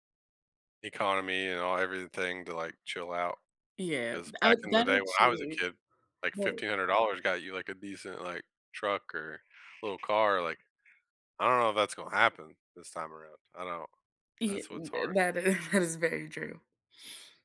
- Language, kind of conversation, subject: English, unstructured, Who decides what feels fair in daily life, and whose voices shape the tradeoffs?
- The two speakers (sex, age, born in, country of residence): female, 20-24, United States, United States; male, 35-39, United States, United States
- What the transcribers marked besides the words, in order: laughing while speaking: "that is"